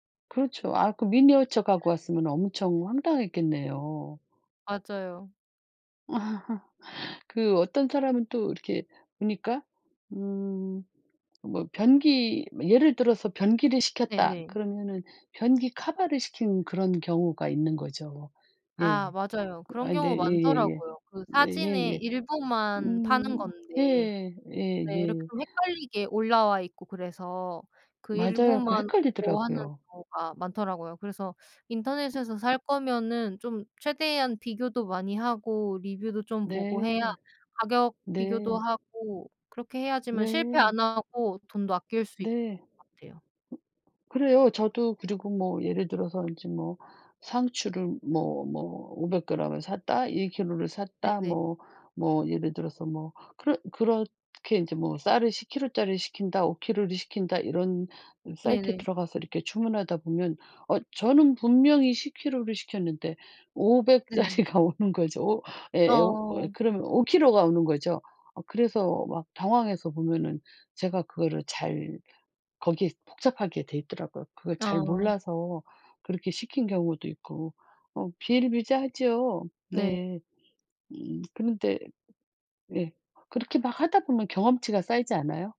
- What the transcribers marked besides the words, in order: tapping; laugh; other background noise; laughing while speaking: "짜리가 오는 거죠"
- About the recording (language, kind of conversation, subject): Korean, unstructured, 돈을 아끼기 위해 평소에 하는 습관이 있나요?